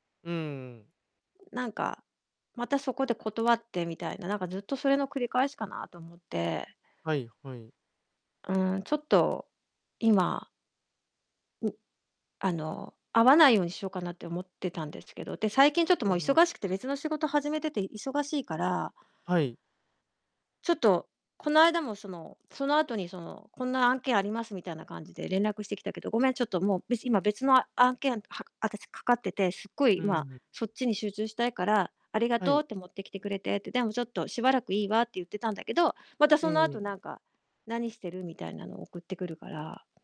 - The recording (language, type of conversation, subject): Japanese, advice, 新しい恋に踏み出すのが怖くてデートを断ってしまうのですが、どうしたらいいですか？
- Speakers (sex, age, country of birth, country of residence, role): female, 50-54, Japan, Japan, user; male, 30-34, Japan, Japan, advisor
- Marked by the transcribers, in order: distorted speech; other background noise